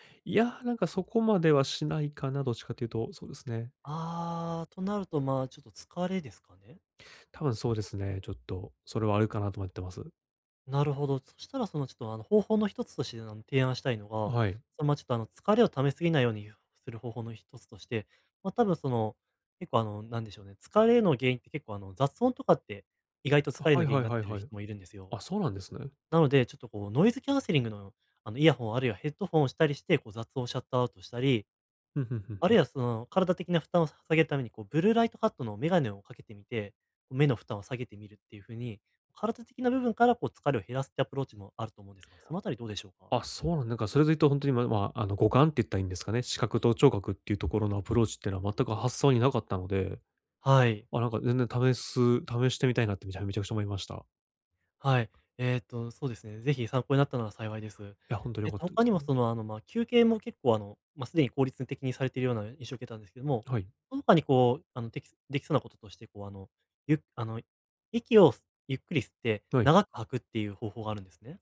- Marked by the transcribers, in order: swallow
- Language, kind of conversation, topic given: Japanese, advice, 作業中に注意散漫になりやすいのですが、集中を保つにはどうすればよいですか？